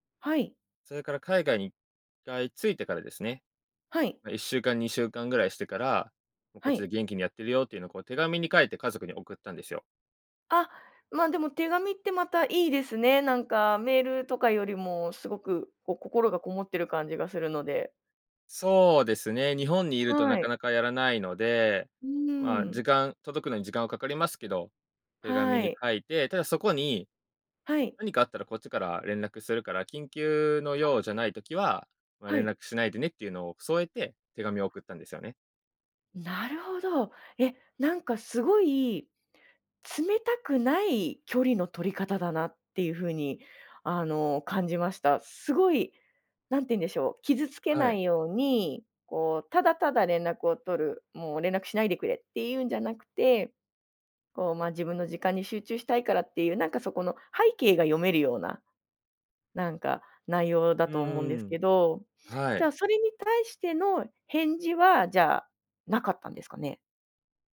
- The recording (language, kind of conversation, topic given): Japanese, podcast, 親と距離を置いたほうがいいと感じたとき、どうしますか？
- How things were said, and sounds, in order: other noise